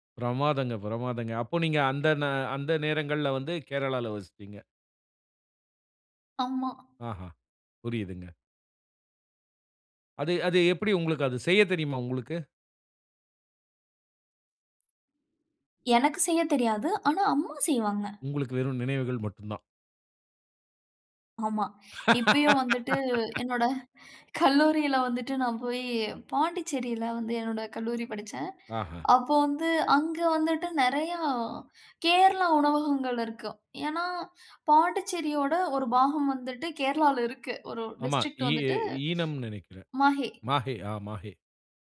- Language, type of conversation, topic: Tamil, podcast, சிறுவயதில் சாப்பிட்ட உணவுகள் உங்கள் நினைவுகளை எப்படிப் புதுப்பிக்கின்றன?
- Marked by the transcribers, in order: laugh; laughing while speaking: "என்னோட கல்லூரியில"; laughing while speaking: "கேரளாவுல"; in English: "டிஸ்ட்ரிக்ட்"; tapping